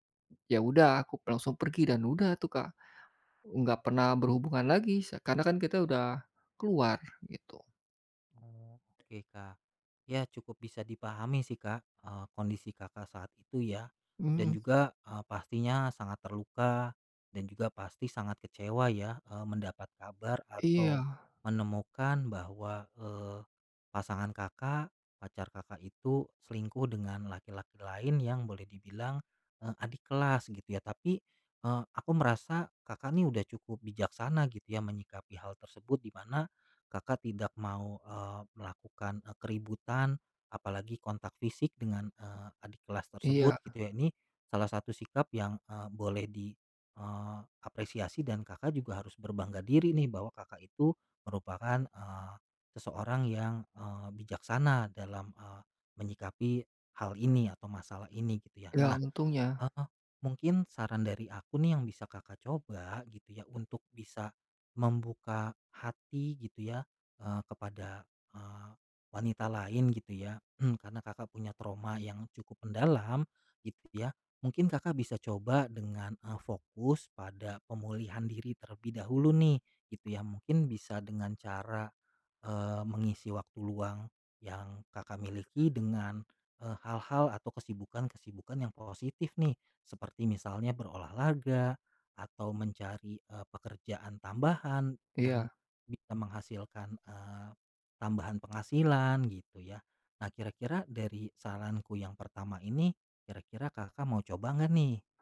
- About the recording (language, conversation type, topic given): Indonesian, advice, Bagaimana cara mengatasi rasa takut memulai hubungan baru setelah putus karena khawatir terluka lagi?
- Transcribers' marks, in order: tapping; throat clearing; other background noise